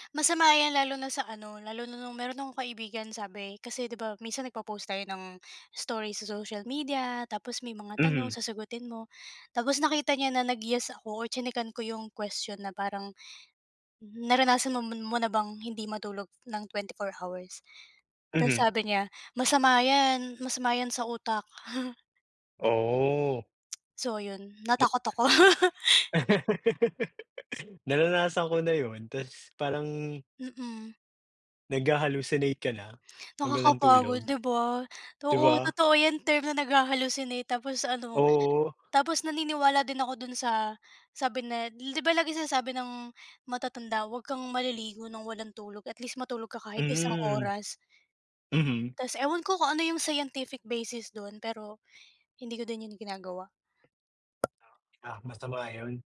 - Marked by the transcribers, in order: chuckle; laugh; other background noise; tapping
- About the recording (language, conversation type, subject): Filipino, unstructured, Paano ka magpapasya kung matutulog ka nang maaga o magpupuyat?